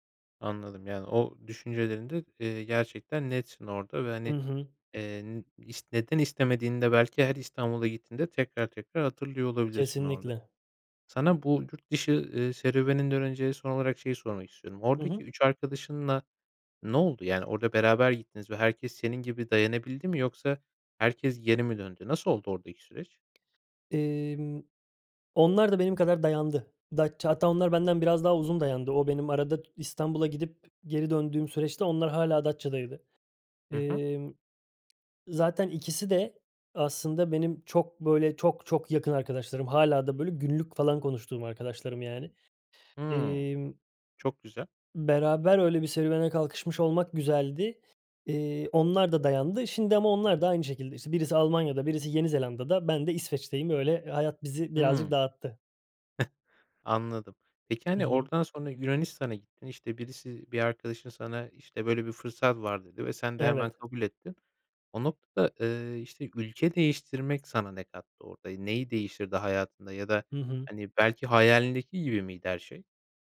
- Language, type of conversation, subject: Turkish, podcast, Bir seyahat, hayatınızdaki bir kararı değiştirmenize neden oldu mu?
- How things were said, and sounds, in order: tapping; other background noise; chuckle